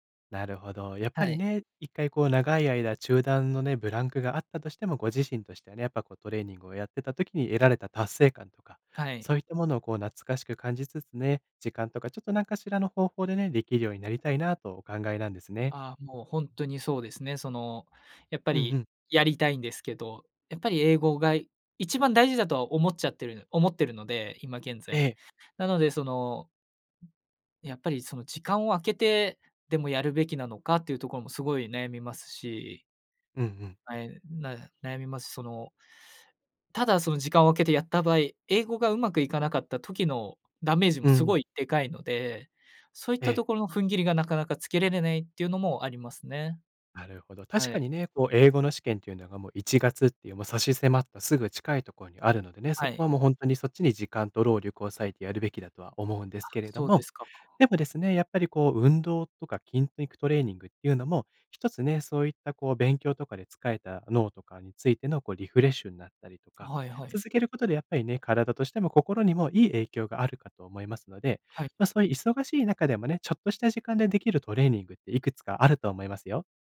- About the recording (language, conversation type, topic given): Japanese, advice, トレーニングへのモチベーションが下がっているのですが、どうすれば取り戻せますか?
- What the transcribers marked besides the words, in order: "つけられない" said as "つけれれねい"